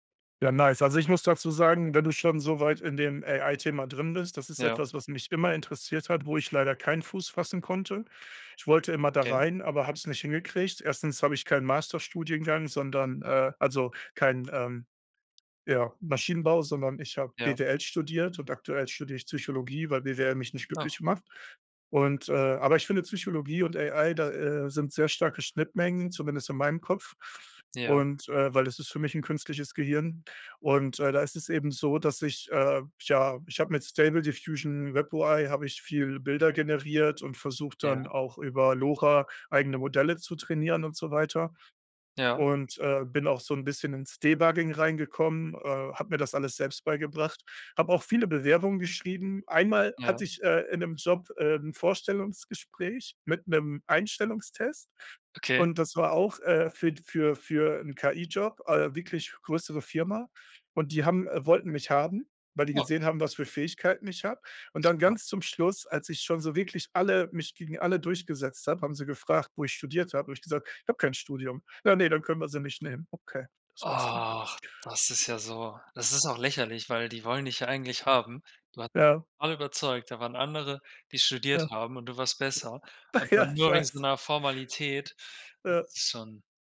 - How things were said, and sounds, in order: unintelligible speech; drawn out: "Ach"; laughing while speaking: "Ja"
- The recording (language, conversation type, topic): German, unstructured, Wie bist du zu deinem aktuellen Job gekommen?